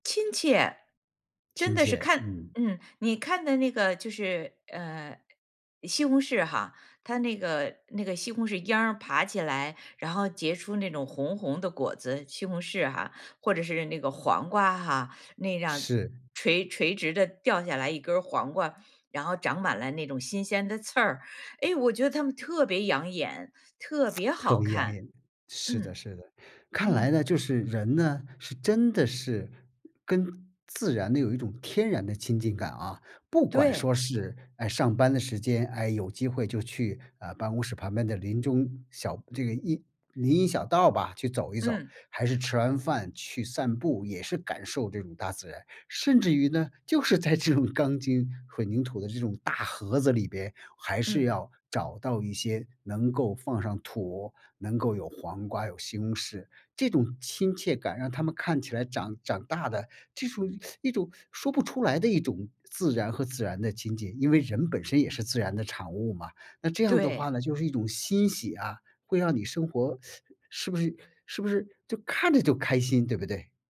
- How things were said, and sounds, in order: tsk; laughing while speaking: "这种"; teeth sucking; teeth sucking
- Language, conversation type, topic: Chinese, podcast, 如何用简单的方法让自己每天都能亲近大自然？